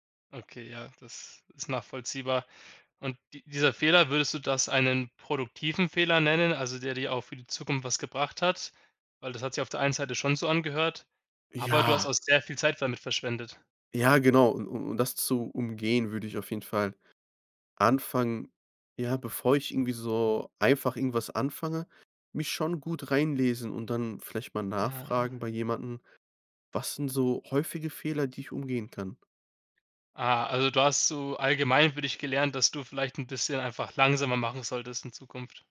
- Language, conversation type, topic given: German, podcast, Welche Rolle spielen Fehler in deinem Lernprozess?
- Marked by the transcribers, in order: none